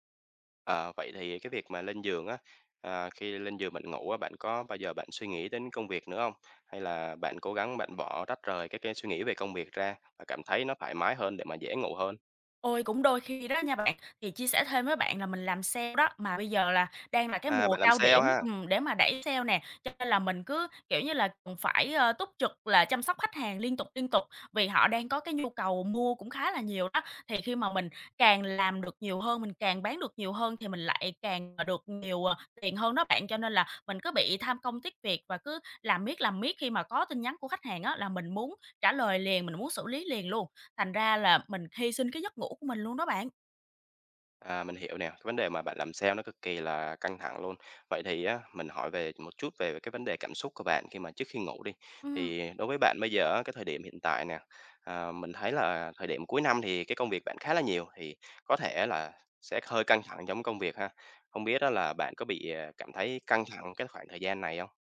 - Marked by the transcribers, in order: tapping; other background noise
- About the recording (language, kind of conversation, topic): Vietnamese, advice, Làm việc muộn khiến giấc ngủ của bạn bị gián đoạn như thế nào?